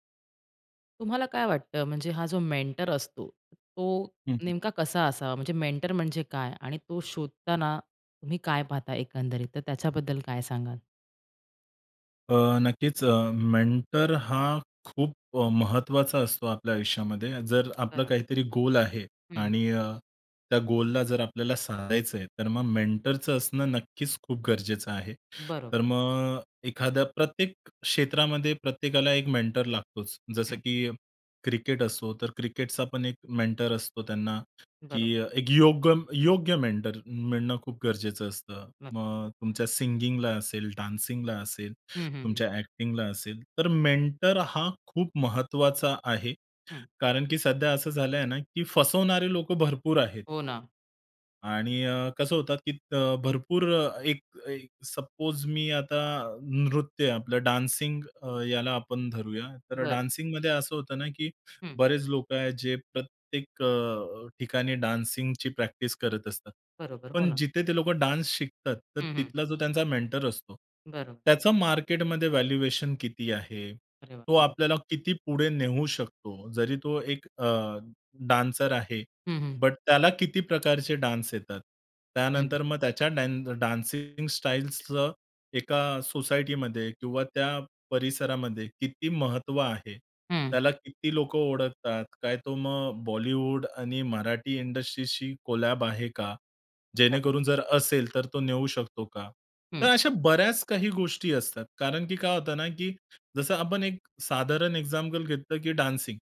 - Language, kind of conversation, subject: Marathi, podcast, तुम्ही मेंटर निवडताना कोणत्या गोष्टी लक्षात घेता?
- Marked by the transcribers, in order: other background noise; in English: "मेंटर"; in English: "मेंटर"; tapping; in English: "मेंटर"; in English: "मेंटरचं"; in English: "मेंटर"; in English: "मेंटर"; other noise; in English: "सिंगिंगला"; in English: "डान्सिंगला"; in English: "ॲक्टिंगला"; in English: "मेंटर"; in English: "सपोज"; in English: "डान्सिंग"; in English: "डान्सिंगमध्ये"; in English: "डान्सिंगची"; in English: "डान्स"; in English: "मेंटर"; in English: "व्हॅल्युएशन"; in English: "डान्स"; in English: "कोलॅब"; unintelligible speech; in English: "डान्सिंग"